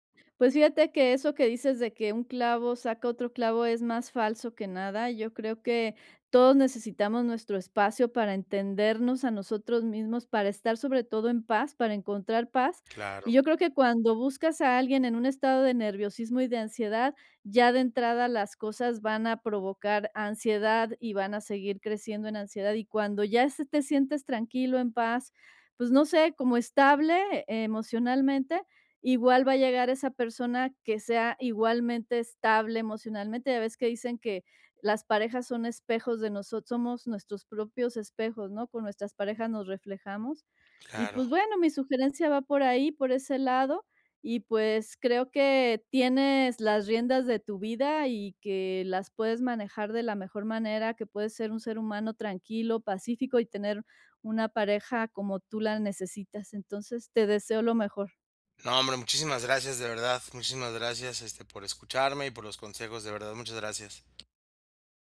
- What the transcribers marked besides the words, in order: other background noise; tapping
- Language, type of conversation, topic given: Spanish, advice, ¿Cómo puedo identificar y nombrar mis emociones cuando estoy bajo estrés?